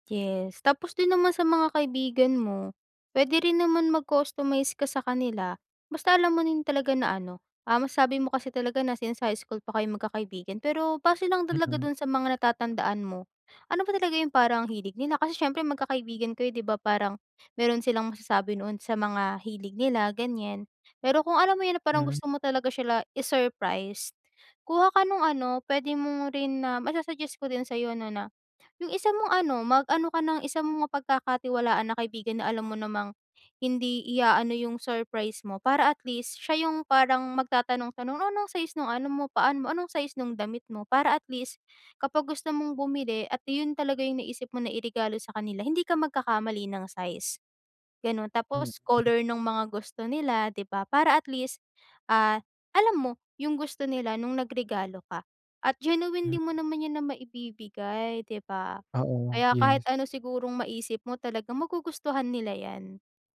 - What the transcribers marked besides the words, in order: "paa" said as "paan"; tapping
- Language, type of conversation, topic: Filipino, advice, Paano ako pipili ng regalong tiyak na magugustuhan?